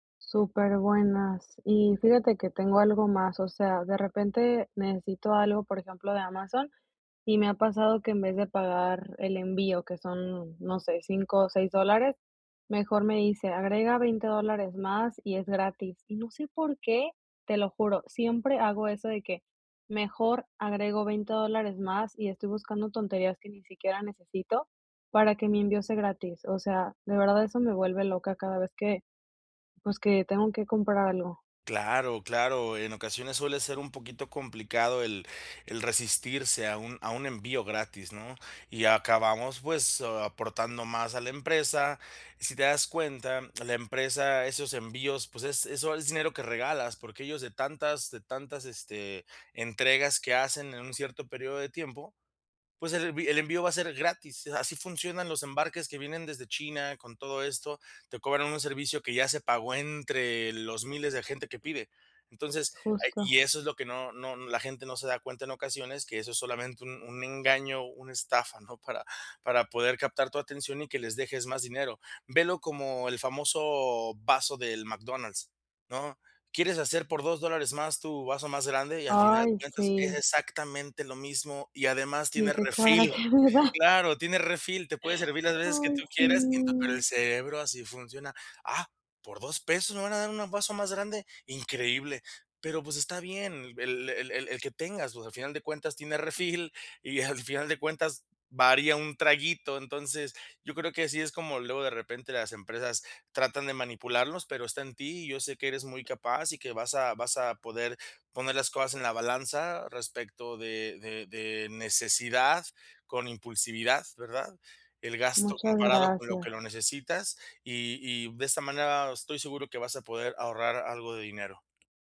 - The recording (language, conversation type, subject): Spanish, advice, ¿Cómo puedo comprar sin caer en compras impulsivas?
- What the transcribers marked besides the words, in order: laughing while speaking: "coraje me da"; unintelligible speech; laughing while speaking: "refill"; tapping